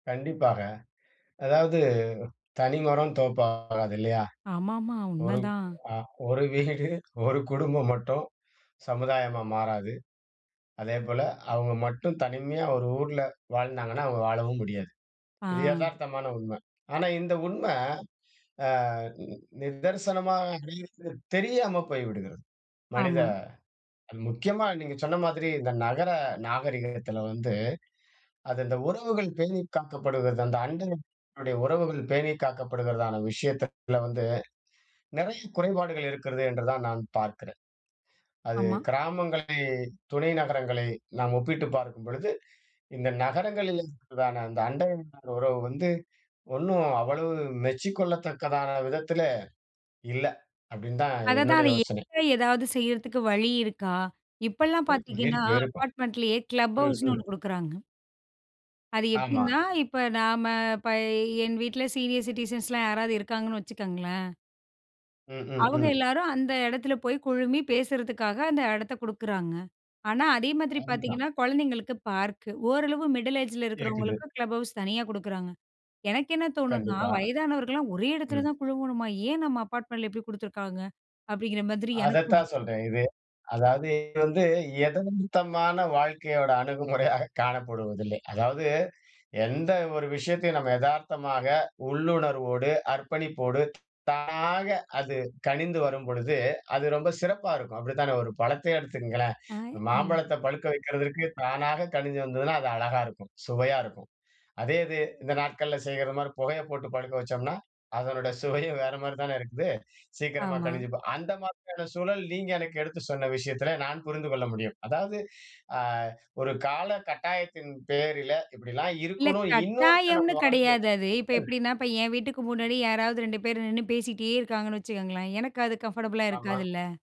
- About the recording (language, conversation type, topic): Tamil, podcast, நகரில் அயலோரிடையேயான உறவுகளில் நம்பிக்கை அதிகரிக்க என்ன செய்யலாம்?
- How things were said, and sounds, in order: laughing while speaking: "ஒரு வீடு ஒரு குடும்பம் மட்டும் சமுதாயமா மாறாது"; in English: "கிளப் ஹவுஸ்னு"; in English: "மிடில் ஏஜில"; in English: "கிளப் ஹவுஸ்"; laughing while speaking: "அதனுடைய சுவையும் வேற மாதிரி தானே இருக்குது"; other background noise; in English: "கம்ஃபர்டபுளா"